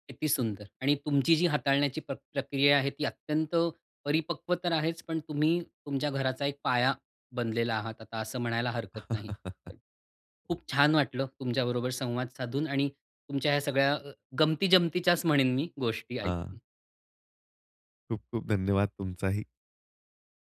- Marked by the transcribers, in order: laugh; other background noise
- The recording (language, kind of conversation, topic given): Marathi, podcast, भांडणानंतर घरातलं नातं पुन्हा कसं मजबूत करतोस?